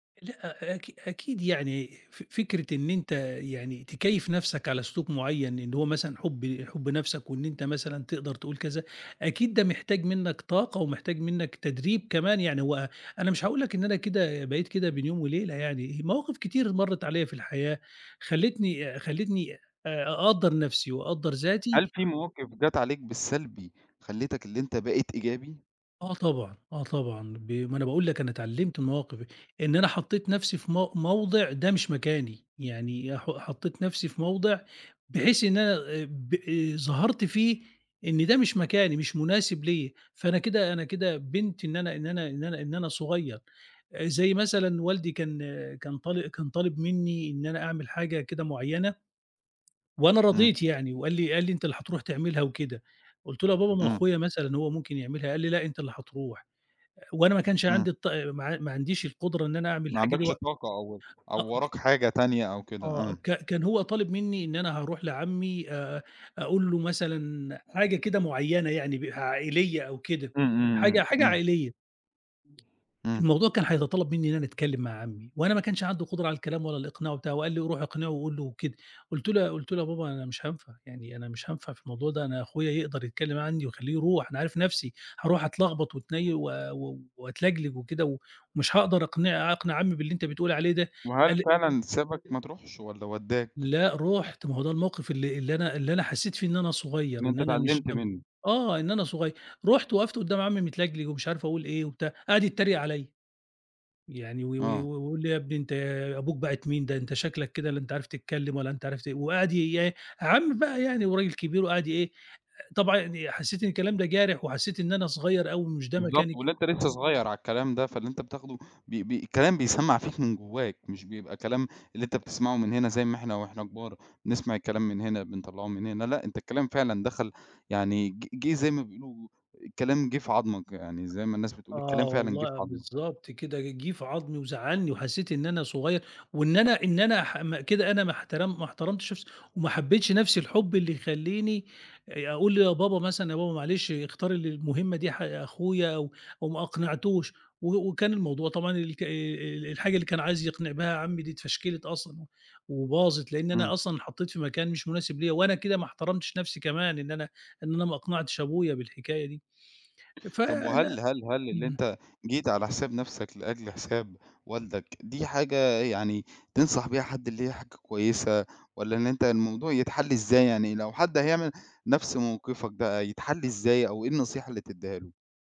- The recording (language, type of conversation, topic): Arabic, podcast, إزاي أتعلم أحب نفسي أكتر؟
- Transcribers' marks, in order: tapping; other background noise; unintelligible speech